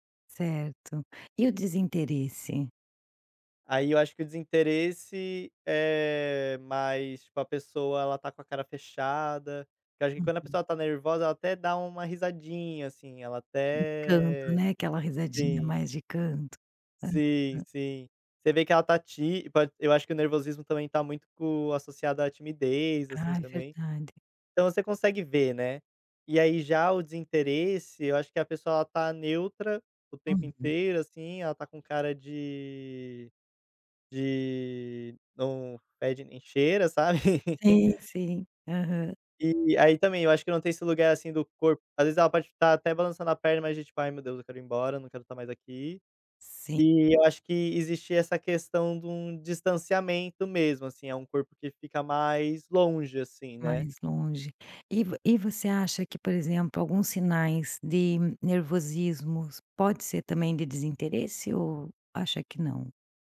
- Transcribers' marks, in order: laugh; tapping
- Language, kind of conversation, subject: Portuguese, podcast, Como diferenciar, pela linguagem corporal, nervosismo de desinteresse?